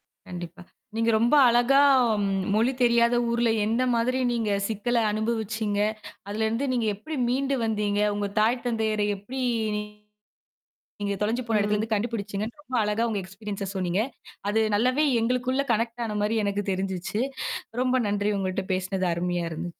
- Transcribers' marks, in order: static; distorted speech; in English: "எக்ஸ்பீரியன்ஸ"; in English: "கனெக்ட்"
- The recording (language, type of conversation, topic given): Tamil, podcast, மொழி தெரியாமல் நீங்கள் தொலைந்த அனுபவம் எப்போதாவது இருந்ததா?